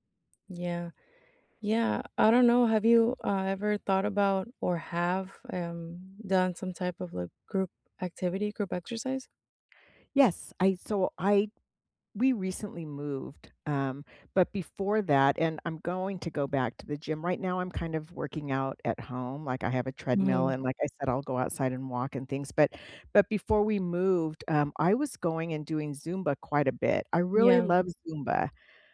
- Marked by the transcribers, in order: other background noise
- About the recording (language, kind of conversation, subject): English, unstructured, What is the most rewarding part of staying physically active?